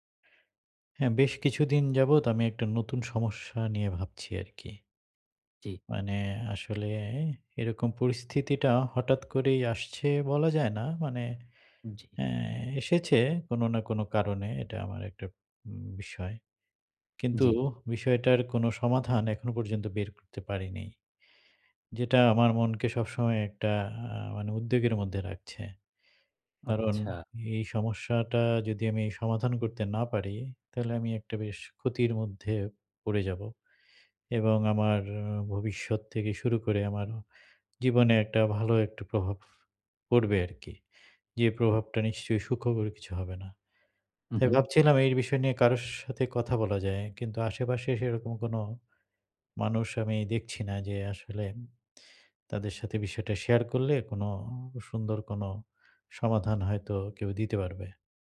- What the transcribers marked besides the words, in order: tapping
- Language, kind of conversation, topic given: Bengali, advice, আমি কীভাবে একটি মজবুত ও দক্ষ দল গড়ে তুলে দীর্ঘমেয়াদে তা কার্যকরভাবে ধরে রাখতে পারি?
- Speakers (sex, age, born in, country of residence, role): male, 35-39, Bangladesh, Bangladesh, advisor; male, 45-49, Bangladesh, Bangladesh, user